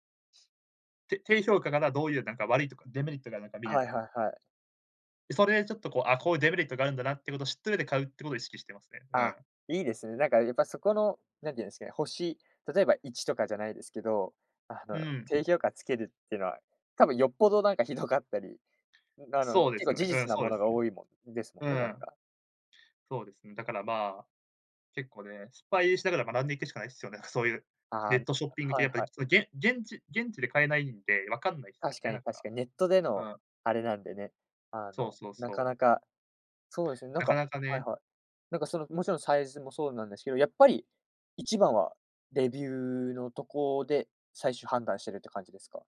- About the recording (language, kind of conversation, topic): Japanese, podcast, ネットショッピングで経験した失敗談はありますか？
- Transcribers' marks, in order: other background noise